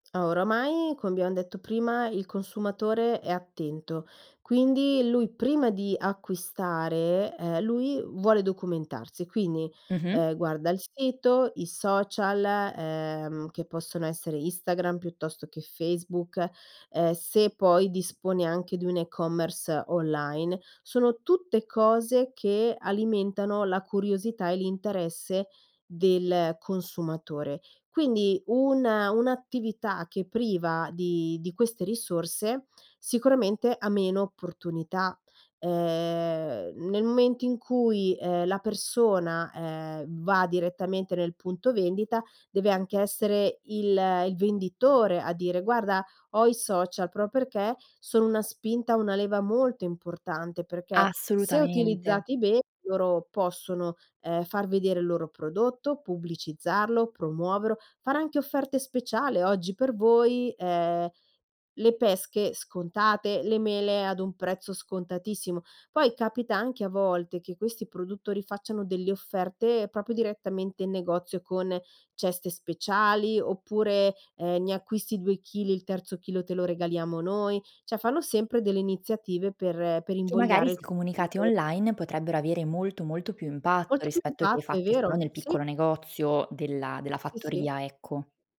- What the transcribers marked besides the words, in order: tapping; "proprio" said as "pro"; "promuoverlo" said as "promuovero"; "proprio" said as "propio"; "cioè" said as "ceh"
- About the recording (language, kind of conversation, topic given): Italian, podcast, Hai consigli per sostenere i piccoli produttori della tua zona?